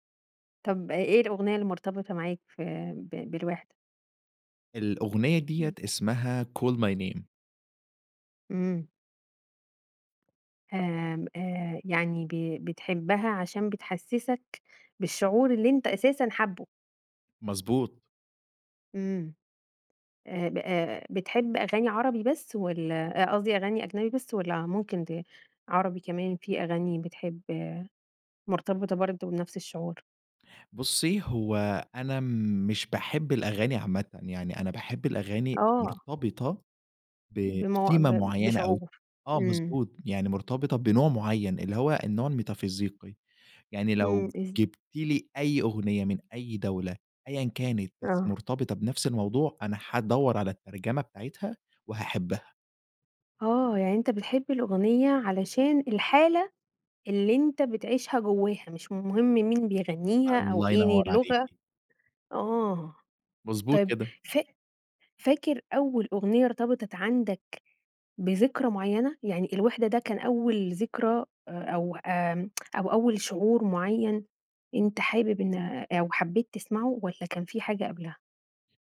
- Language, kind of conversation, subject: Arabic, podcast, إيه دور الذكريات في حبّك لأغاني معيّنة؟
- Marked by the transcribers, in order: unintelligible speech; tapping; in English: "بثيمة"; tsk